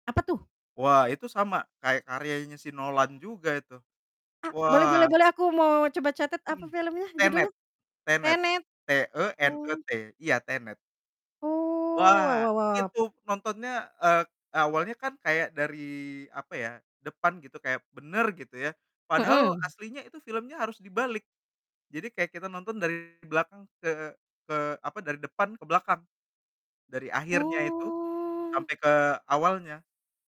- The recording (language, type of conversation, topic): Indonesian, unstructured, Hobi apa yang paling kamu nikmati saat waktu luang?
- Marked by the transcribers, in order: mechanical hum; distorted speech; static; drawn out: "Oh"